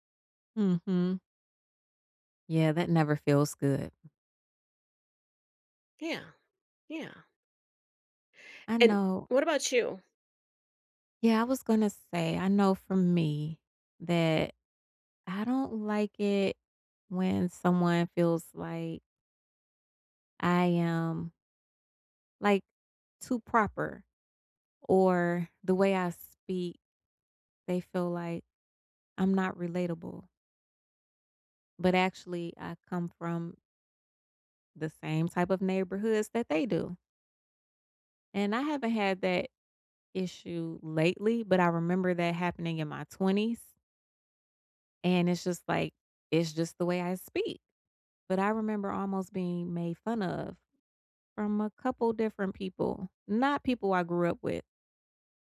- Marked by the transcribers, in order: none
- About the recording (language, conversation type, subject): English, unstructured, How do you react when someone stereotypes you?